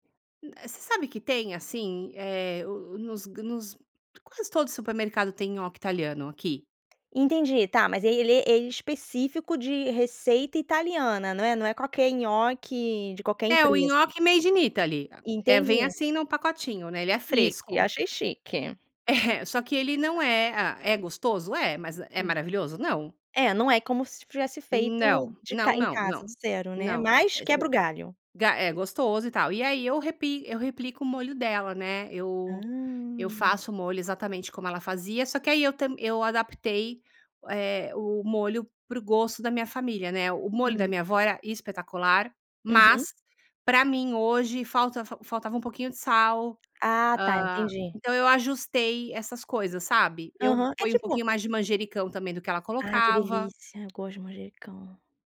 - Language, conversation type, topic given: Portuguese, podcast, Que prato dos seus avós você ainda prepara?
- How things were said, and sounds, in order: lip smack; in English: "made in Italy"; laughing while speaking: "É"; laugh; drawn out: "Hum"